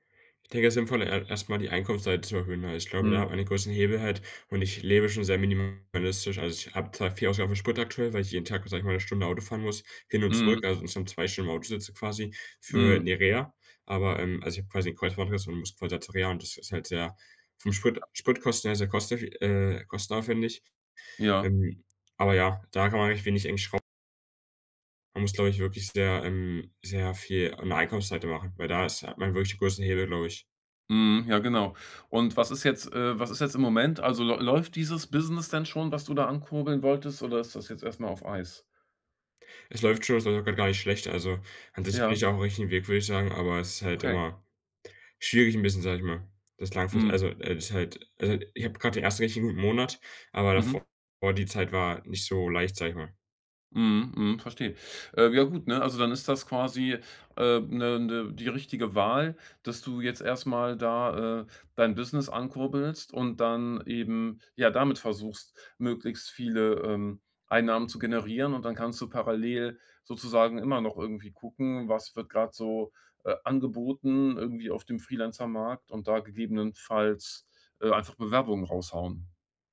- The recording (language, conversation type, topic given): German, advice, Wie kann ich mein Geld besser planen und bewusster ausgeben?
- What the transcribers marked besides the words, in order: none